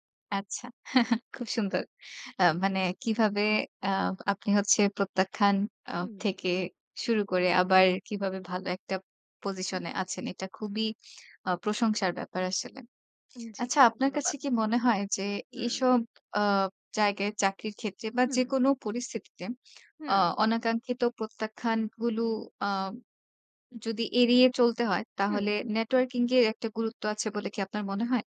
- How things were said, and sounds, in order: chuckle; other background noise; "গুলো" said as "গুলু"
- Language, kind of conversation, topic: Bengali, podcast, তুমি কি কখনো কোনো অনাকাঙ্ক্ষিত প্রত্যাখ্যান থেকে পরে বড় কোনো সুযোগ পেয়েছিলে?